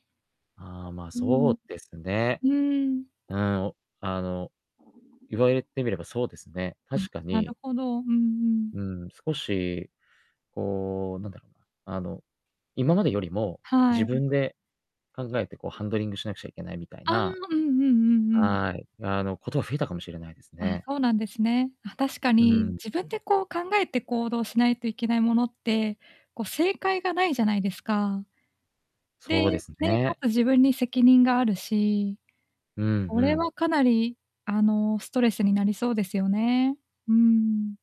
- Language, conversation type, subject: Japanese, advice, 眠る前に気持ちが落ち着かないとき、どうすればリラックスできますか？
- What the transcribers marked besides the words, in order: distorted speech; other background noise